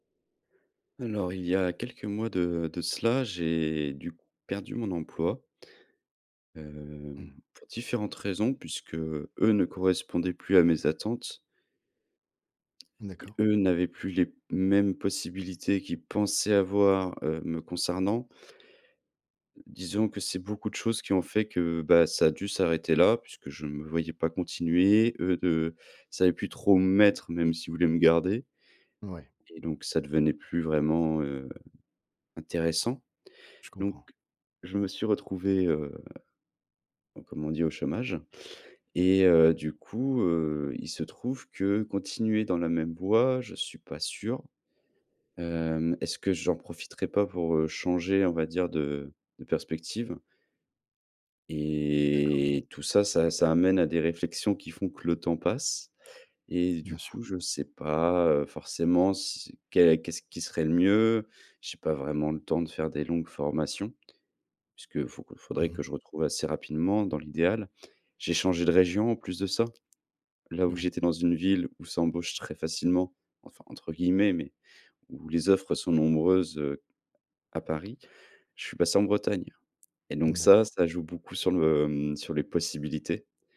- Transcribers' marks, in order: drawn out: "Et"
- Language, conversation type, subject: French, advice, Comment rebondir après une perte d’emploi soudaine et repenser sa carrière ?